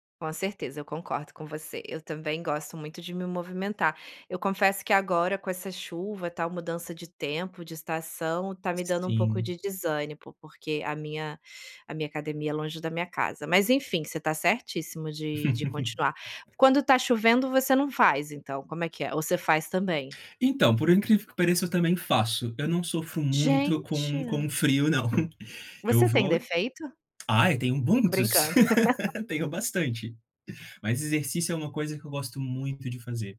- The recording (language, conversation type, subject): Portuguese, podcast, Que hobby te ajuda a relaxar depois do trabalho?
- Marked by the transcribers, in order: laugh; tapping; "muitos" said as "buntos"; laugh